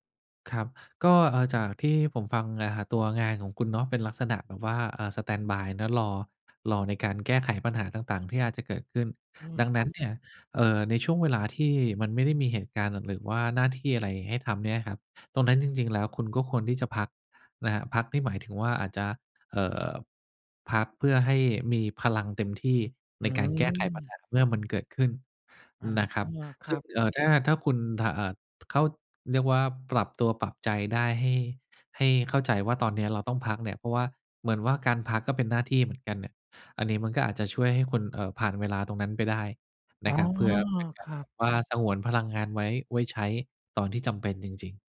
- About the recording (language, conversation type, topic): Thai, advice, ทำไมฉันถึงรู้สึกว่างานปัจจุบันไร้ความหมายและไม่มีแรงจูงใจ?
- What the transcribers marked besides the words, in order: other background noise; tapping